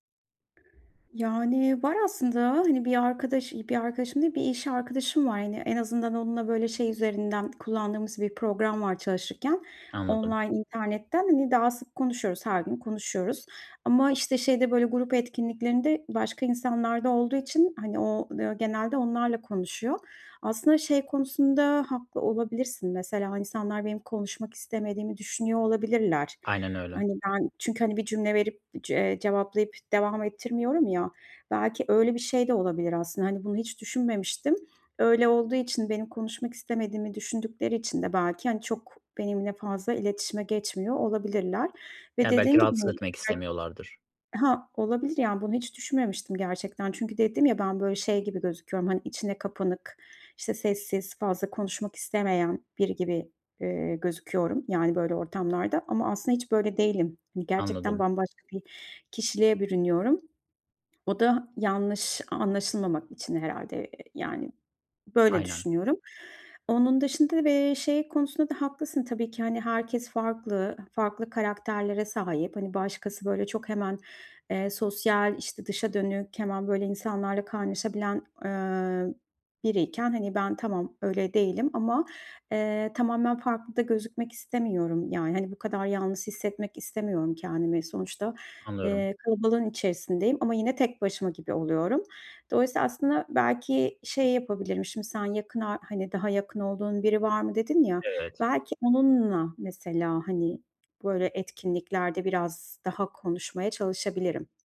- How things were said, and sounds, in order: other background noise; tapping
- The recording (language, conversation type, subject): Turkish, advice, Grup etkinliklerinde yalnız hissettiğimde ne yapabilirim?